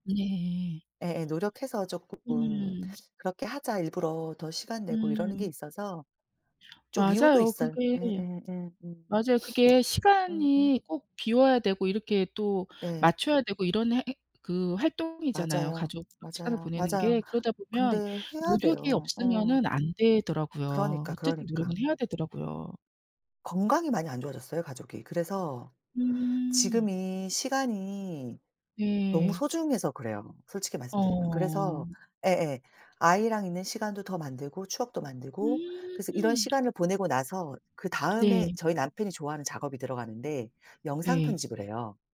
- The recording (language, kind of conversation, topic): Korean, unstructured, 가족과 시간을 보낼 때 가장 즐거운 순간은 언제인가요?
- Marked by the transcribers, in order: other background noise; sniff